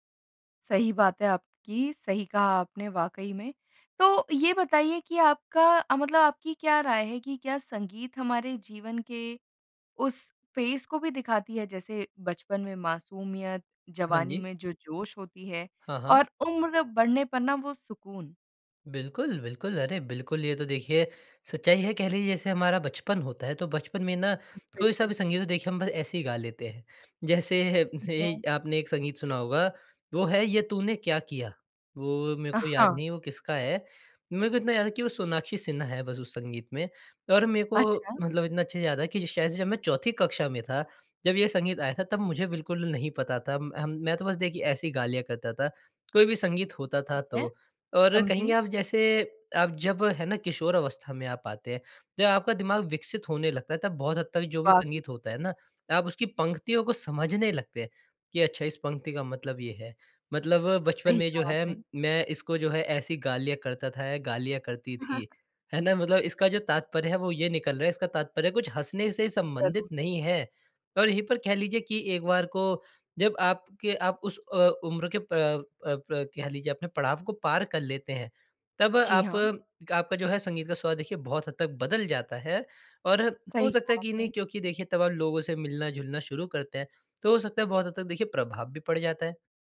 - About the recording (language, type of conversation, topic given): Hindi, podcast, तुम्हारी संगीत पसंद में सबसे बड़ा बदलाव कब आया?
- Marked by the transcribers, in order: in English: "पेस"; laughing while speaking: "जैसे ए"; other noise; tapping